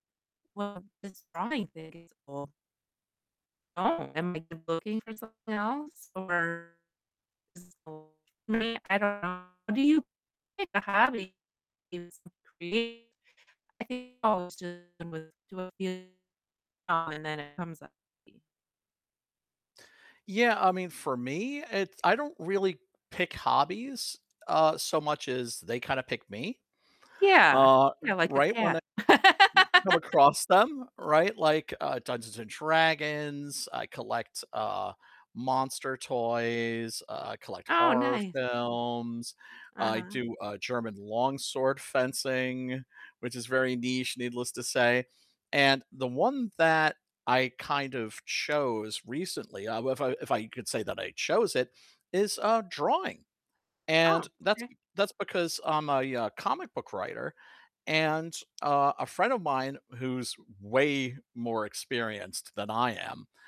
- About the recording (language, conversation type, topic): English, unstructured, How do you choose a new creative hobby when you do not know where to start?
- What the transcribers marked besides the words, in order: distorted speech; unintelligible speech; unintelligible speech; unintelligible speech; other background noise; laugh; static; tapping